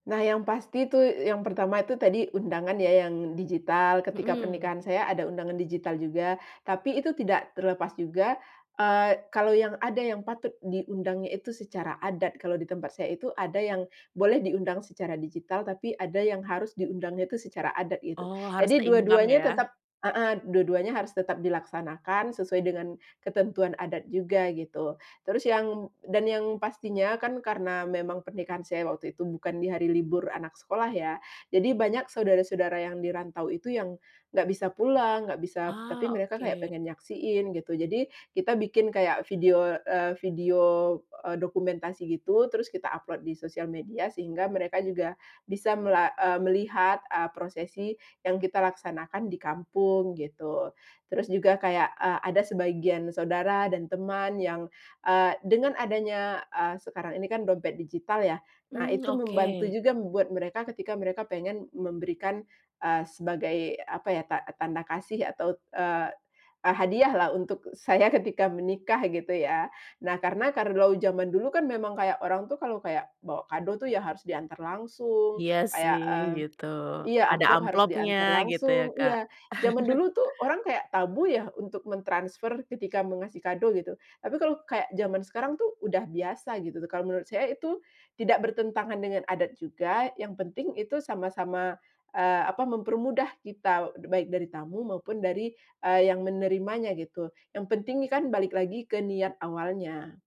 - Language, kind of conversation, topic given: Indonesian, podcast, Bagaimana teknologi mengubah cara Anda melaksanakan adat dan tradisi?
- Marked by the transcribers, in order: laughing while speaking: "saya"; "kalau" said as "karlau"; chuckle